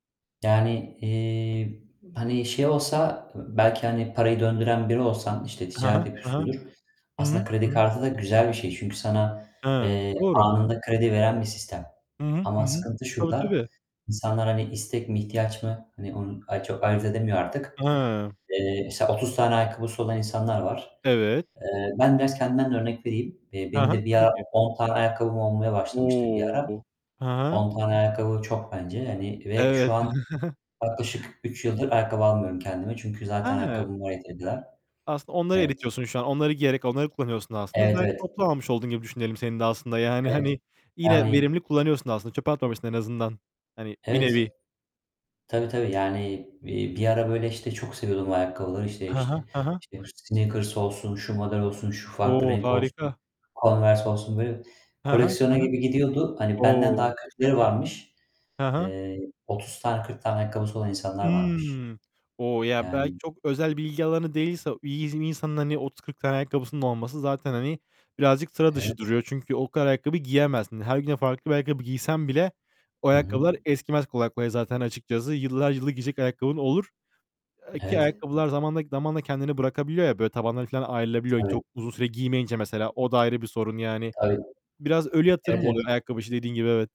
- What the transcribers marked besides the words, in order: other background noise; distorted speech; chuckle; unintelligible speech
- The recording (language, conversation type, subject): Turkish, unstructured, Para biriktirmek neden size bu kadar zor geliyor?